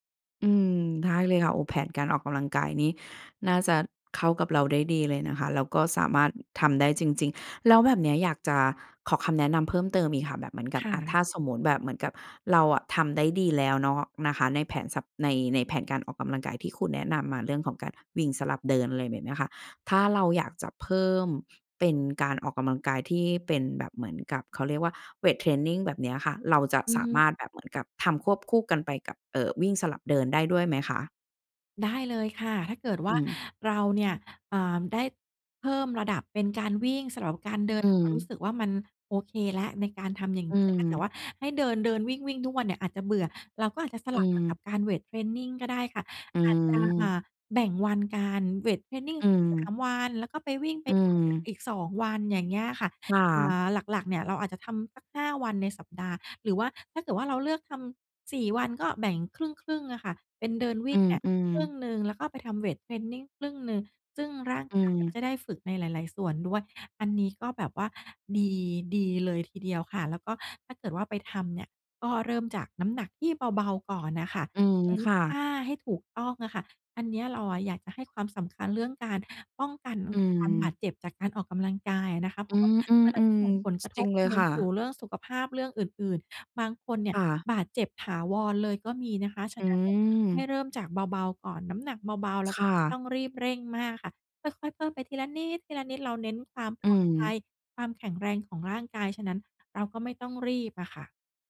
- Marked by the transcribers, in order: other background noise
- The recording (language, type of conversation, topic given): Thai, advice, ฉันควรเริ่มกลับมาออกกำลังกายหลังคลอดหรือหลังหยุดพักมานานอย่างไร?
- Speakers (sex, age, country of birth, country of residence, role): female, 40-44, Thailand, Thailand, advisor; female, 40-44, Thailand, Thailand, user